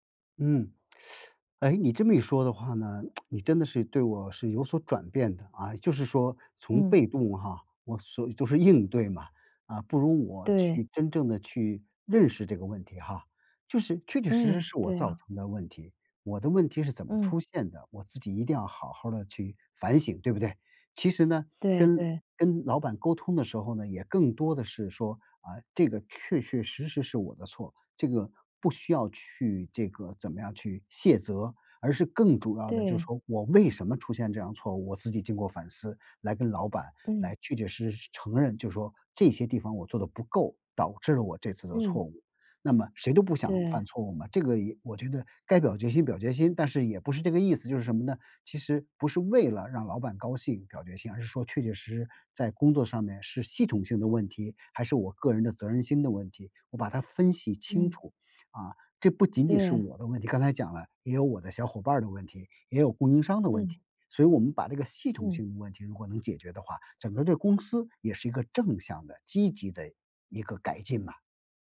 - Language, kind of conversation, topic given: Chinese, advice, 上司当众批评我后，我该怎么回应？
- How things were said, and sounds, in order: teeth sucking; tsk; tapping